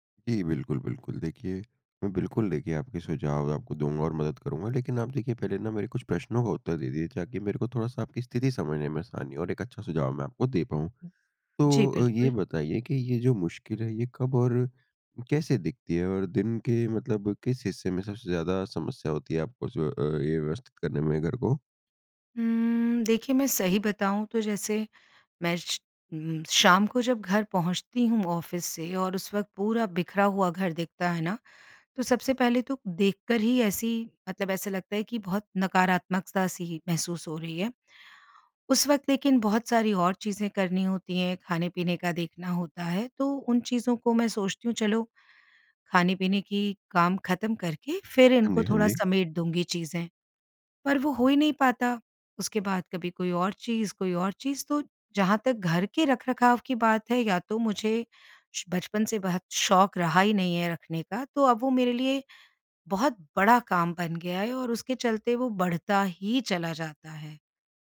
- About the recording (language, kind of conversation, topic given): Hindi, advice, आप रोज़ घर को व्यवस्थित रखने की आदत क्यों नहीं बना पाते हैं?
- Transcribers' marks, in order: none